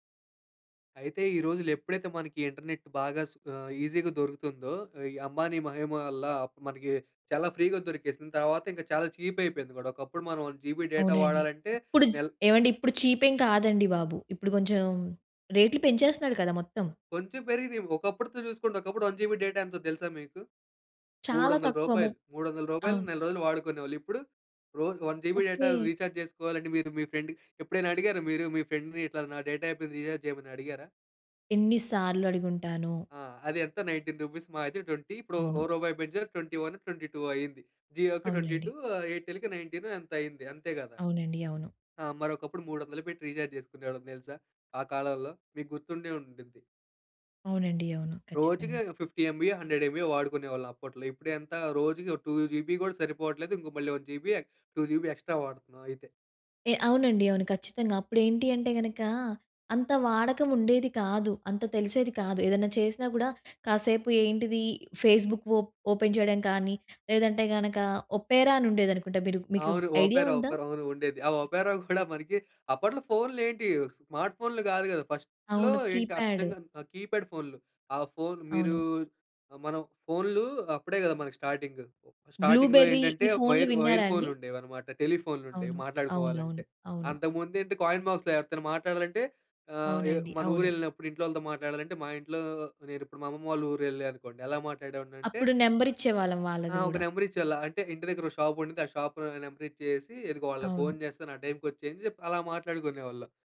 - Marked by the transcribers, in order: in English: "ఇంటర్నెట్"; in English: "ఈసీ‌గా"; in English: "ఫ్రీ‌గా"; in English: "చీప్"; in English: "వన్ జీబీ డేటా"; in English: "చీప్"; in English: "వన్ జీబీ డేటా"; in English: "వన్ జీబీ డేటా రీచార్జ్"; in English: "ఫ్రెండ్‌కి"; in English: "ఫ్రెండ్‌ని"; in English: "డేటా"; in English: "రీఛార్జ్"; in English: "నైన్టీన్ రూపీస్"; in English: "ట్వెంటీ"; in English: "ట్వెంటీ వన్ ట్వెంటీ టూ"; in English: "ట్వెంటీ టు"; in English: "నైన్టీన్"; in English: "రీచార్జ్"; in English: "ఫిఫ్టీ"; in English: "హండ్రెడ్"; in English: "టు జీబీ"; in English: "వన్ జీబీ ఎ టూ జీబీ ఎక్స్ట్రా"; in English: "ఫేస్‌బుక్ ఓప్ ఓపెన్"; in English: "ఒపెరా"; in English: "ఓపెరా, ఓపెరా"; in English: "ఓపెరా"; chuckle; in English: "స్మార్ట్"; in English: "ఫస్ట్‌లో"; in English: "కీప్యాడ్"; in English: "కీప్యాడ్"; in English: "స్టార్టింగ్. స్టార్టింగ్‌లో"; in English: "వైర్ వైర్"; in English: "బ్లుబెర్రీ"; in English: "కాయిన్ బాక్స్‌లో"; in English: "నెంబర్"; in English: "షాప్‌లో నెంబర్"
- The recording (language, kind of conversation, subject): Telugu, podcast, పిల్లల ఫోన్ వినియోగ సమయాన్ని పర్యవేక్షించాలా వద్దా అనే విషయంలో మీరు ఎలా నిర్ణయం తీసుకుంటారు?